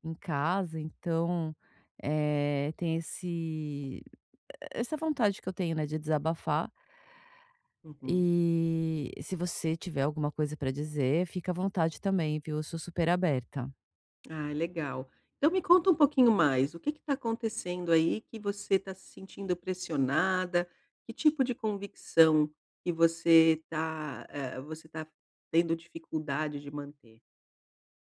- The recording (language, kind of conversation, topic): Portuguese, advice, Como posso manter minhas convicções quando estou sob pressão do grupo?
- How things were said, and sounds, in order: none